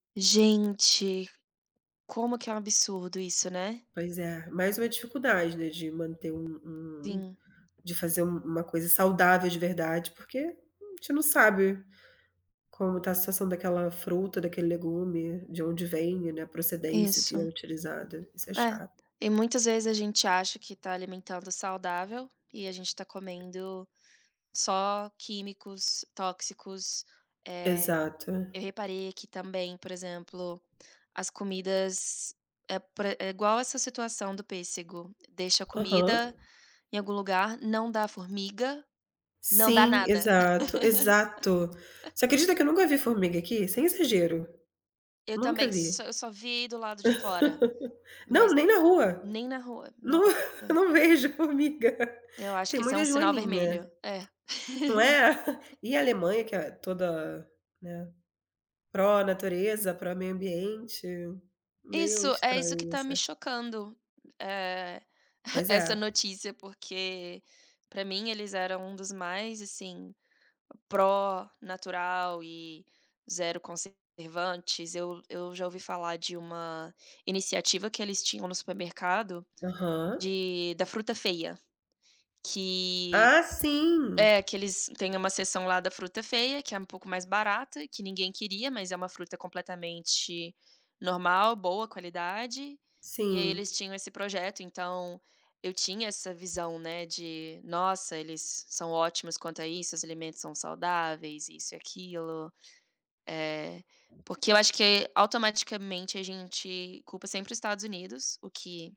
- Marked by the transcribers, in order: tapping; other background noise; laugh; laugh; laughing while speaking: "não"; chuckle; laugh; chuckle
- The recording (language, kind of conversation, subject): Portuguese, unstructured, Qual é a sua receita favorita para um jantar rápido e saudável?